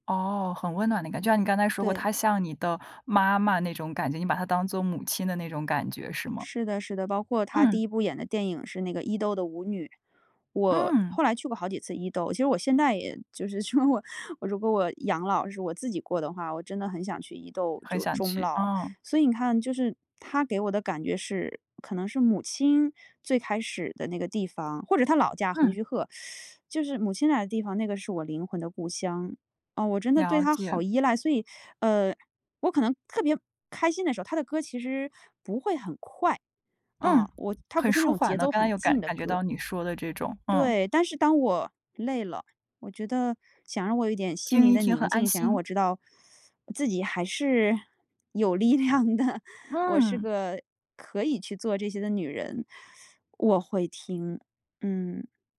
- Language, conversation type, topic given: Chinese, podcast, 你最喜欢的歌手是谁？为什么喜欢他/她？
- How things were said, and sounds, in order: unintelligible speech; teeth sucking; other background noise; tapping; teeth sucking; laughing while speaking: "有力量的"; teeth sucking